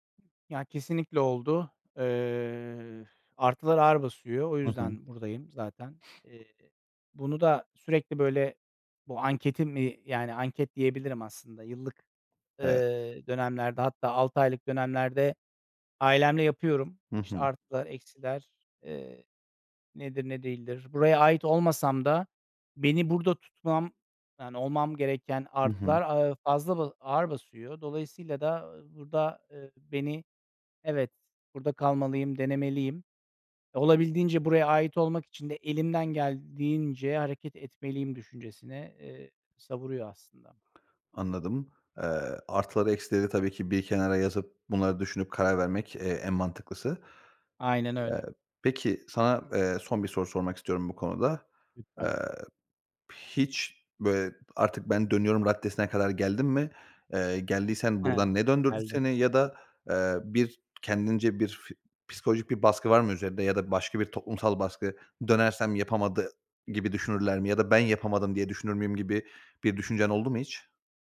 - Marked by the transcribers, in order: sniff; unintelligible speech
- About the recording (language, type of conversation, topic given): Turkish, podcast, Bir yere ait olmak senin için ne anlama geliyor ve bunu ne şekilde hissediyorsun?